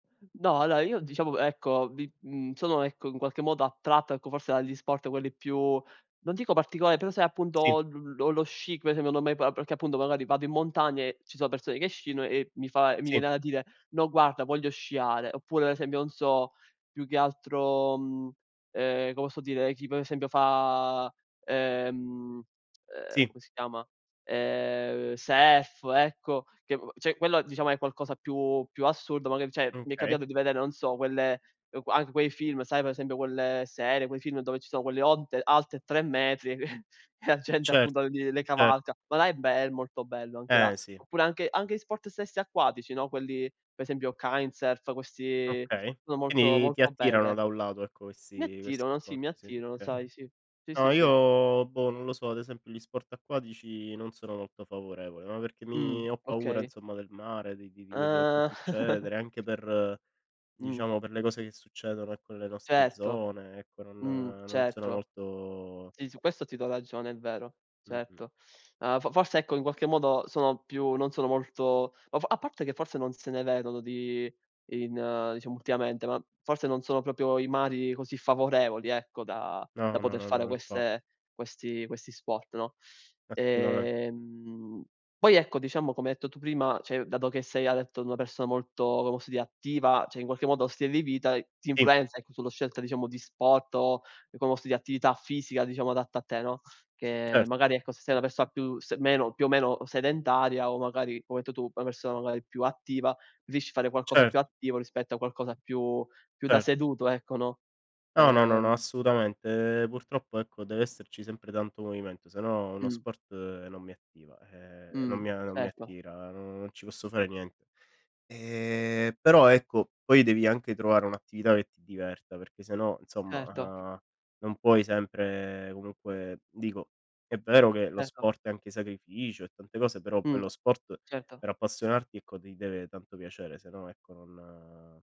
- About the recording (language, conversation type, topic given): Italian, unstructured, Come puoi scegliere l’attività fisica più adatta a te?
- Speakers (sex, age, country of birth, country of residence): male, 20-24, Italy, Italy; male, 30-34, Italy, Italy
- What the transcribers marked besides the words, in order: "non" said as "on"; "cioè" said as "ceh"; "cioè" said as "ceh"; chuckle; "Kitesurf" said as "Kindsurf"; chuckle; "cioè" said as "ceh"; "cioè" said as "ceh"; drawn out: "Ehm"; drawn out: "Ehm"; drawn out: "non"